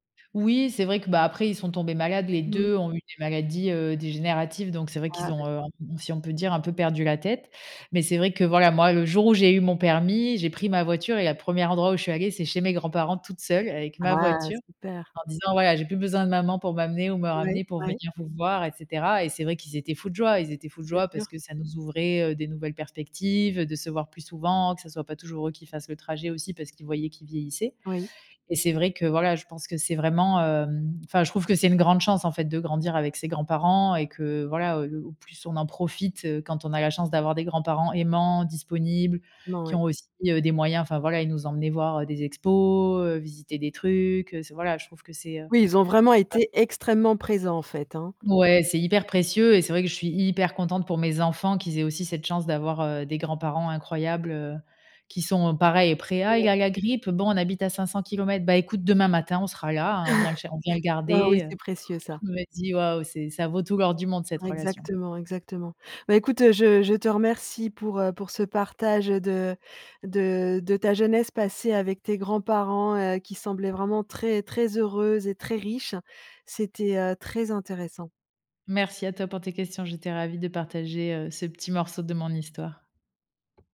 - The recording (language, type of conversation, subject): French, podcast, Quelle place tenaient les grands-parents dans ton quotidien ?
- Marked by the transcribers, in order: drawn out: "Ah"; unintelligible speech; tapping; stressed: "hyper"; chuckle; stressed: "Merci"